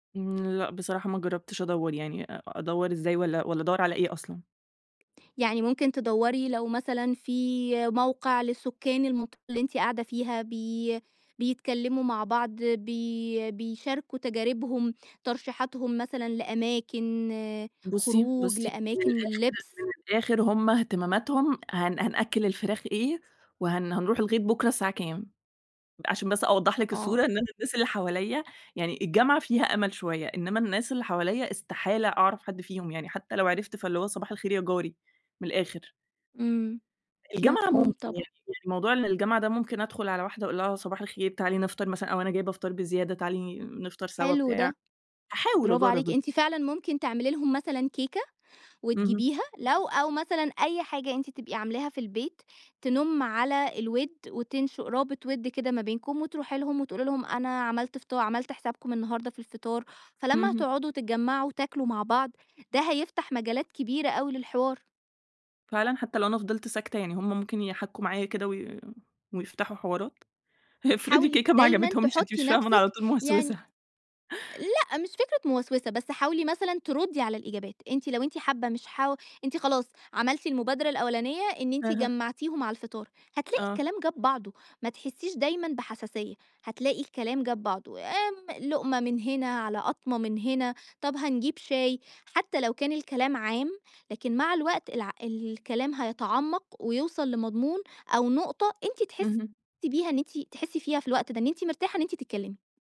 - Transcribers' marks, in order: laughing while speaking: "افرضي الكيكة ما عجبتهمش؟ أنتِ مش فاهمة أنا على طول موسوسة"
- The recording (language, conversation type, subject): Arabic, advice, إزاي أقدر أتأقلم مع الانتقال لمدينة جديدة من غير شبكة دعم اجتماعي؟